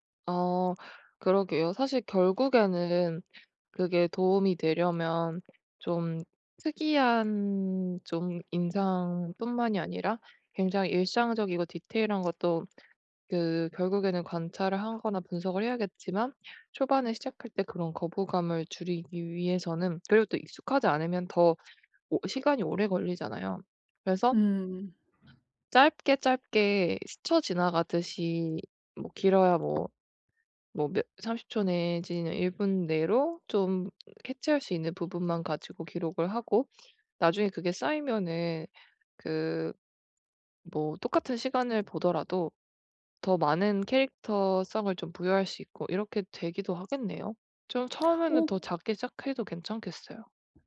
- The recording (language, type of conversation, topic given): Korean, advice, 일상에서 영감을 쉽게 모으려면 어떤 습관을 들여야 할까요?
- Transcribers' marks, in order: other background noise; tapping